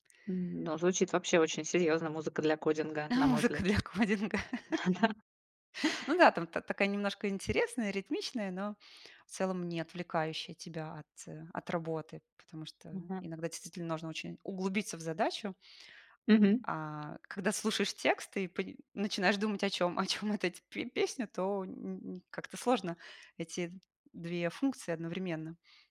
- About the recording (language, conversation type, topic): Russian, podcast, Как ты выбираешь музыку под настроение?
- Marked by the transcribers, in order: laughing while speaking: "Музыка для кодинга"; laughing while speaking: "Да"; laugh; laughing while speaking: "о чём"